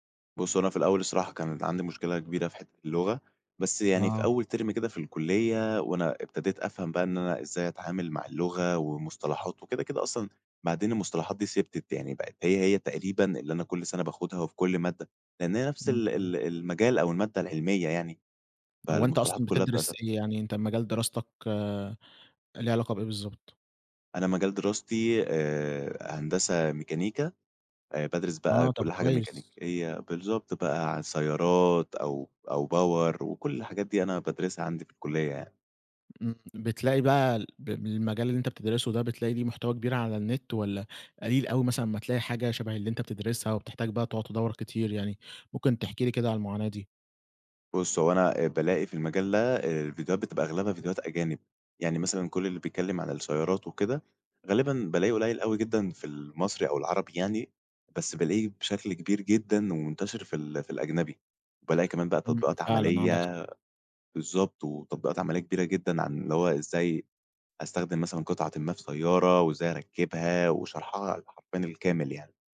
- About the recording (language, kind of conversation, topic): Arabic, podcast, إيه رأيك في دور الإنترنت في التعليم دلوقتي؟
- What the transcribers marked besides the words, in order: in English: "term"; unintelligible speech; in English: "power"; tapping